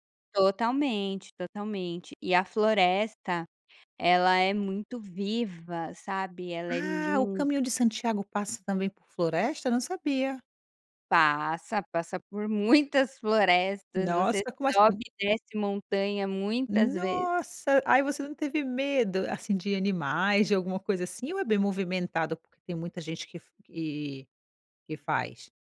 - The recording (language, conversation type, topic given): Portuguese, podcast, Qual foi o seu encontro mais marcante com a natureza?
- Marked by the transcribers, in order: none